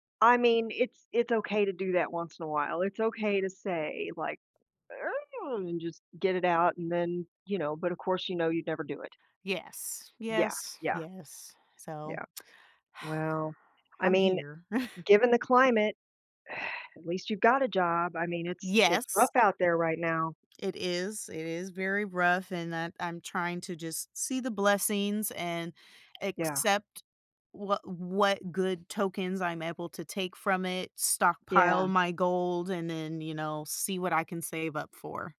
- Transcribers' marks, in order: inhale; other background noise; sigh; chuckle; tapping
- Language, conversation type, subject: English, advice, How can I prepare for my new job?